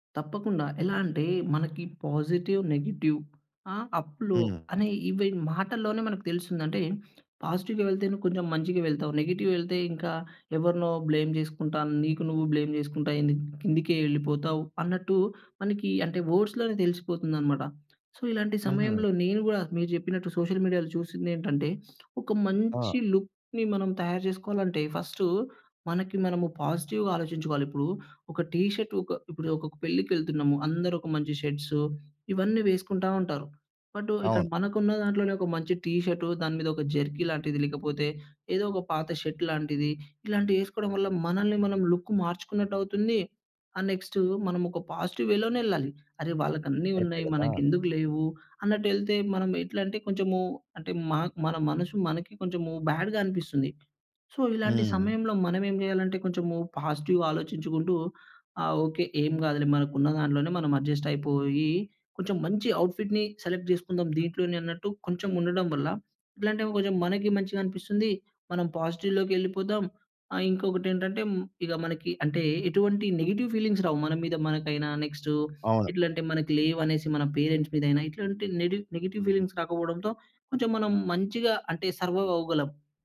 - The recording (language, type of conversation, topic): Telugu, podcast, సోషల్ మీడియా మీ లుక్‌పై ఎంత ప్రభావం చూపింది?
- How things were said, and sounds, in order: in English: "పాజిటివ్, నెగెటివ్"; tapping; in English: "అప్, లో"; in English: "పాజిటివ్‌గా"; in English: "నెగెటివ్"; in English: "బ్లేమ్"; in English: "బ్లేమ్"; in English: "వర్డ్స్‌లోనే"; in English: "సో"; in English: "సోషల్ మీడియాలో"; in English: "లుక్‌ని"; in English: "పాజిటివ్‌గా"; in English: "షర్ట్స్"; in English: "జెర్కీ"; in English: "లుక్"; in English: "పాజిటివ్ వేలోనే"; in English: "బ్యాడ్‌గా"; in English: "సో"; in English: "పాజిటివ్‌గా"; in English: "అడ్జస్ట్"; in English: "అవుట్‌ఫిట్‌ని సెలెక్ట్"; in English: "నెగెటివ్ ఫీలింగ్స్"; in English: "పేరెంట్స్"; in English: "నెగెటివ్ ఫీలింగ్స్"; in English: "సర్వైవ్"